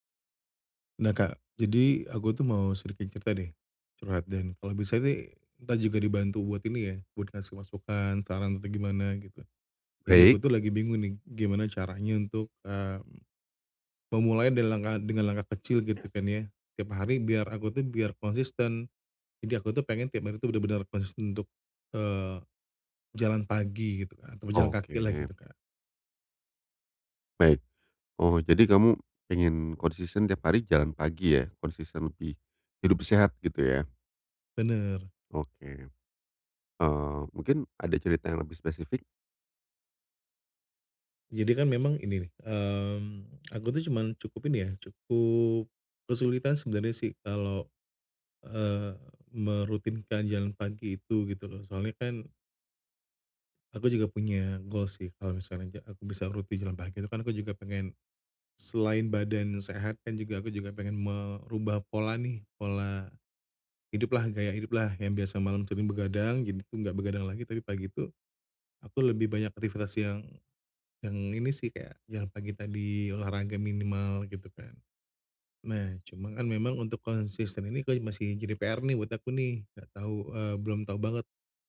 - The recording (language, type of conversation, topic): Indonesian, advice, Bagaimana cara memulai dengan langkah kecil setiap hari agar bisa konsisten?
- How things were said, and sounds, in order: other background noise; in English: "goals"; "sering" said as "tubing"; "kayak" said as "keyek"